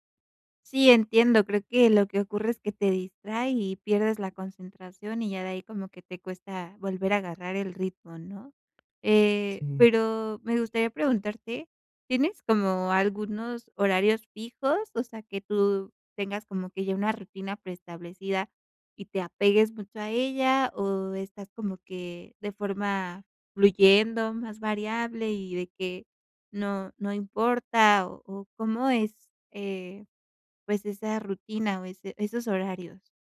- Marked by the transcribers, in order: tapping
- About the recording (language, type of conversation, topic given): Spanish, advice, Agotamiento por multitarea y ruido digital